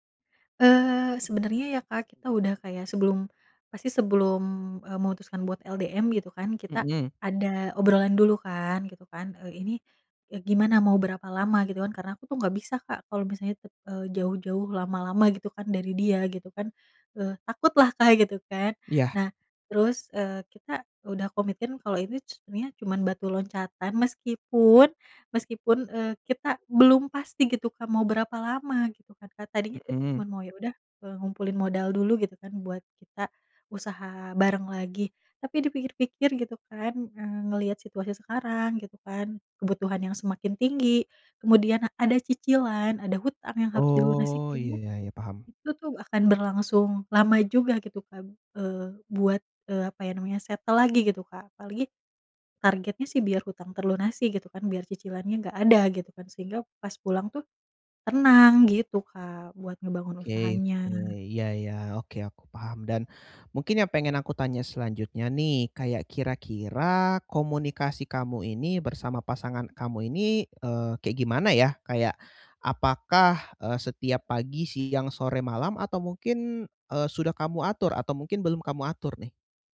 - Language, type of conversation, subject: Indonesian, advice, Bagaimana kepindahan kerja pasangan ke kota lain memengaruhi hubungan dan rutinitas kalian, dan bagaimana kalian menatanya bersama?
- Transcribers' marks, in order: in English: "settle"